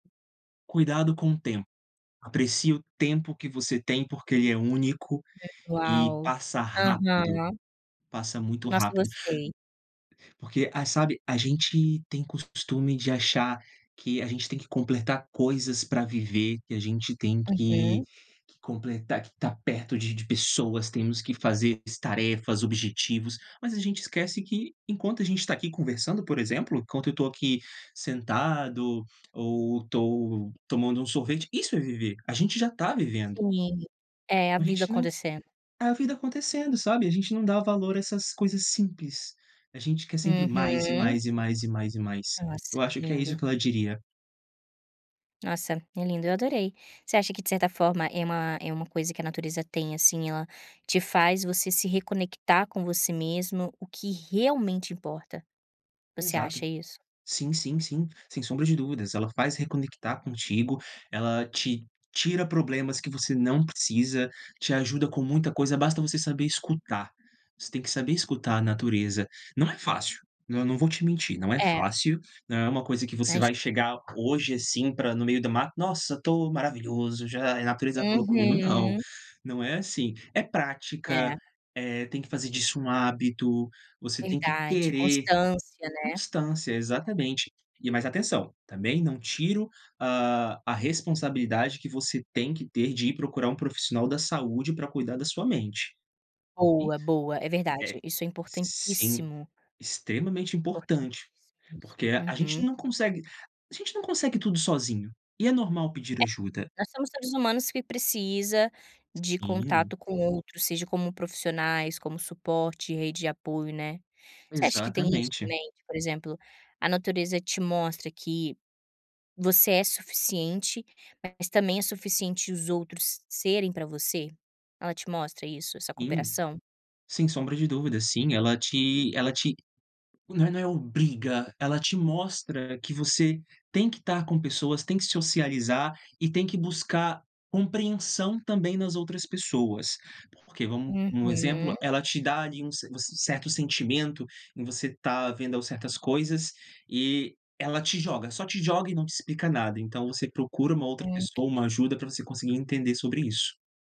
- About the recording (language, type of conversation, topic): Portuguese, podcast, Como a simplicidade da natureza pode ajudar você a cuidar da sua saúde mental?
- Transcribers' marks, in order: tapping